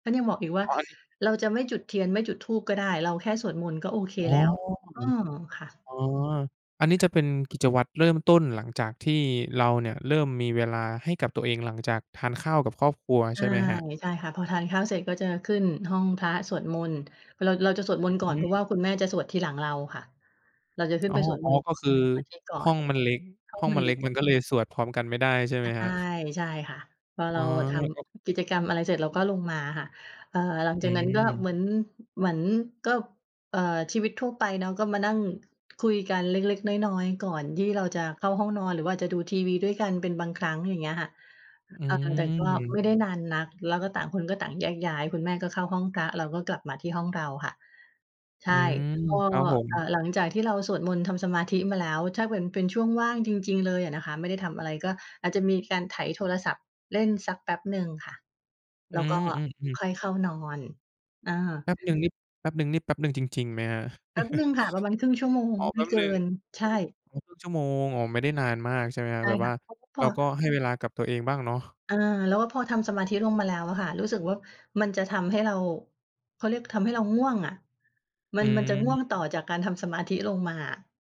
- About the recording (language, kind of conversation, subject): Thai, podcast, คุณมีพิธีกรรมก่อนนอนอะไรที่ช่วยให้หลับสบายบ้างไหม?
- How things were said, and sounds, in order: other background noise; drawn out: "อืม"; chuckle